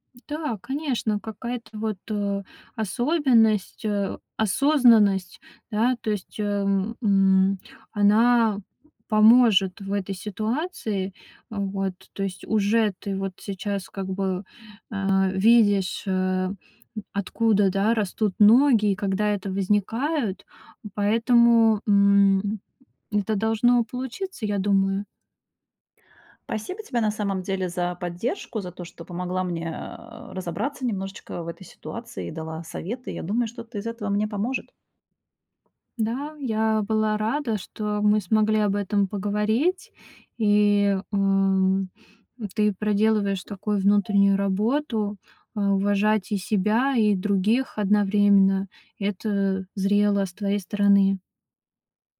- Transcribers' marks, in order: other background noise; tapping
- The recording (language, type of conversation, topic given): Russian, advice, Почему я всегда извиняюсь, даже когда не виноват(а)?